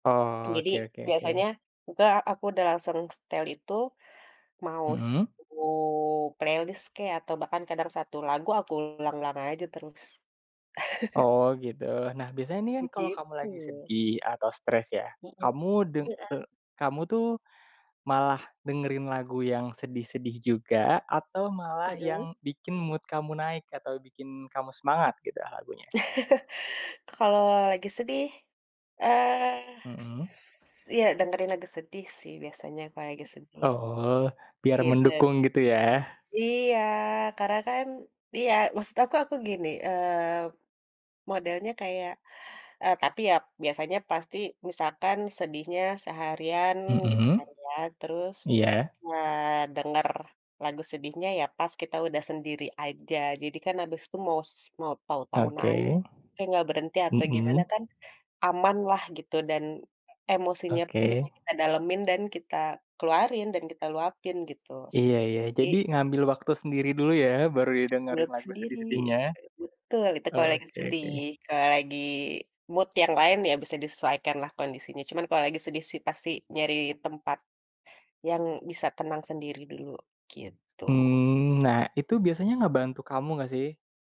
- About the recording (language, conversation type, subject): Indonesian, podcast, Bagaimana musik membantu kamu menghadapi stres atau kesedihan?
- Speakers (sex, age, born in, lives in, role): female, 35-39, Indonesia, Indonesia, guest; male, 25-29, Indonesia, Indonesia, host
- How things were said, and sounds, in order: in English: "playlist"; tapping; chuckle; in English: "mood"; other background noise; in English: "mood"